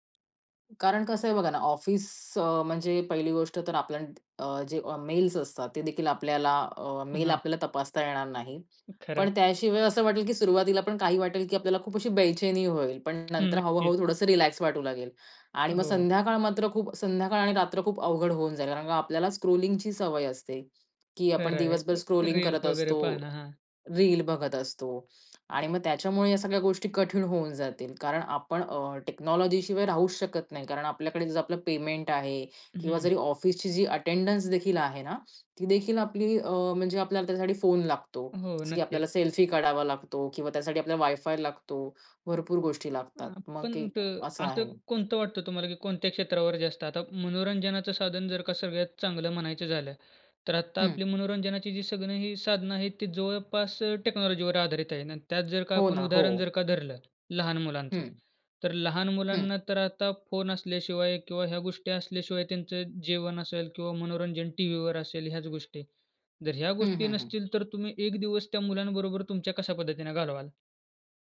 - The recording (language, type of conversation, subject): Marathi, podcast, तंत्रज्ञानाशिवाय तुम्ही एक दिवस कसा घालवाल?
- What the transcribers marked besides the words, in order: other background noise; in English: "स्क्रॉलिंगची"; tapping; in English: "स्क्रॉलिंग"; other noise; in English: "टेक्नॉलॉजी"; in English: "अटेंडन्स"; in English: "वायफाय"; in English: "टेक्नॉलॉजीवर"